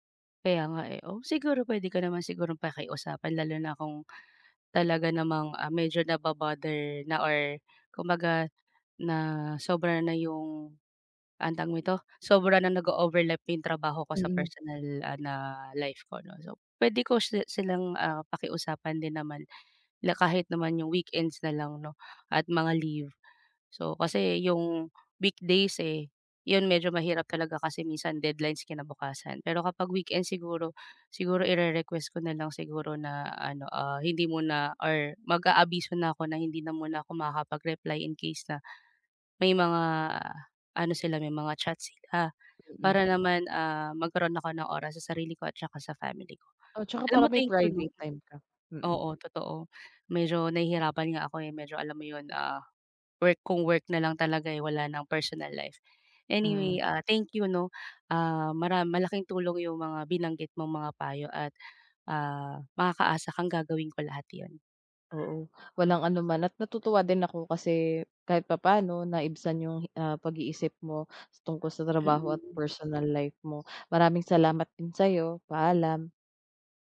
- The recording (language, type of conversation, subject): Filipino, advice, Paano ko malinaw na maihihiwalay ang oras para sa trabaho at ang oras para sa personal na buhay ko?
- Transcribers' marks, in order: tapping; other background noise; other noise